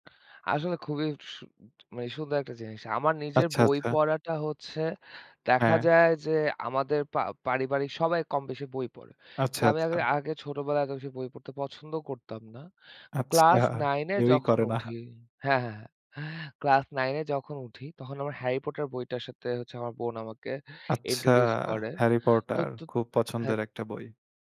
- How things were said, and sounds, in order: laughing while speaking: "আচ্ছা, কেউই করে না"; in English: "ইন্ট্রোডিউস"
- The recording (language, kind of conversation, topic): Bengali, unstructured, আপনি কোন শখ সবচেয়ে বেশি উপভোগ করেন?